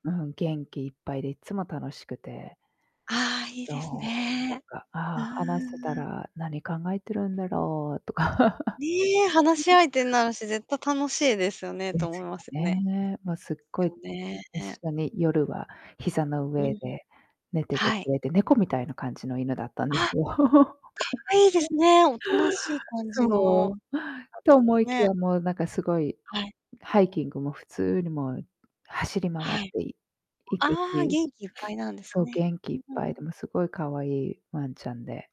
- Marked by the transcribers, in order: distorted speech; giggle; giggle
- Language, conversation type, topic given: Japanese, unstructured, ペットが言葉を話せるとしたら、何を聞きたいですか？